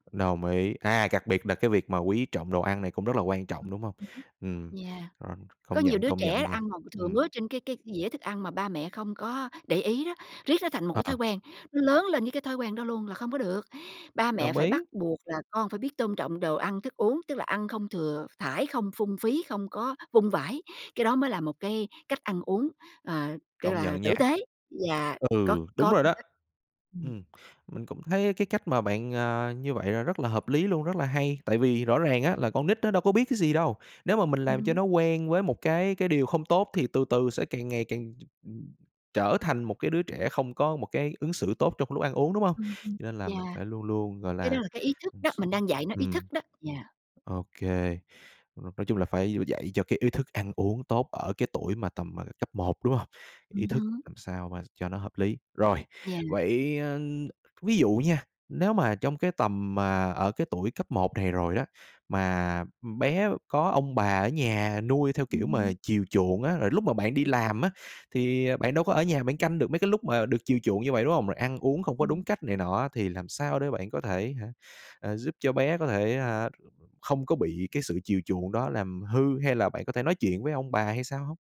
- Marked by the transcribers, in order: unintelligible speech; tapping; unintelligible speech; unintelligible speech; other background noise; other noise
- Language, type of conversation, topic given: Vietnamese, podcast, Bạn dạy con các phép tắc ăn uống như thế nào?